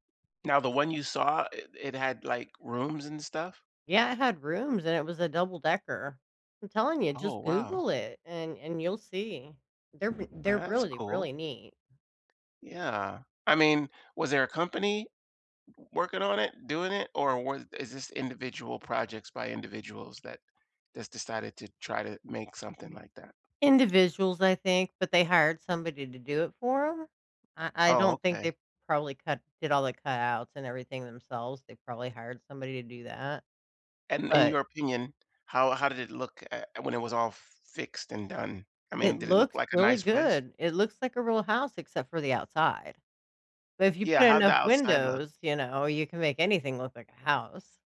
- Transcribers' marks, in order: other background noise; tapping
- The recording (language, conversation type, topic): English, unstructured, How do you feel about people cutting down forests for money?